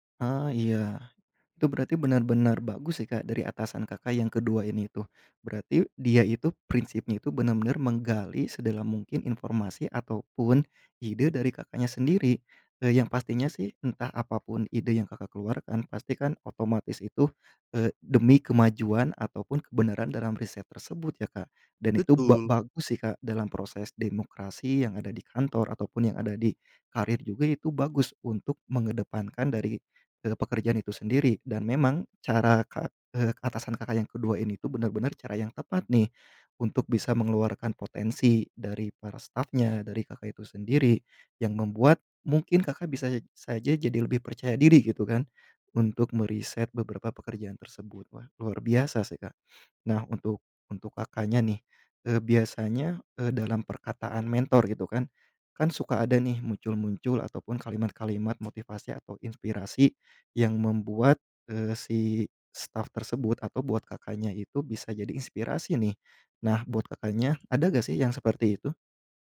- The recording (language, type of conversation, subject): Indonesian, podcast, Siapa mentor yang paling berpengaruh dalam kariermu, dan mengapa?
- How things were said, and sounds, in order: other background noise